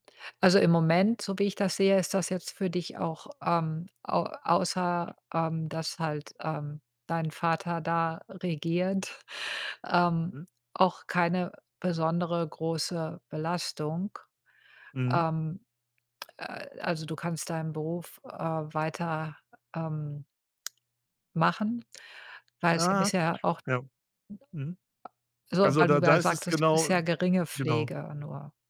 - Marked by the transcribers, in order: chuckle; lip smack; other background noise; other noise
- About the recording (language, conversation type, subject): German, advice, Wie lässt sich die Pflege eines nahen Angehörigen mit deinen beruflichen Verpflichtungen vereinbaren?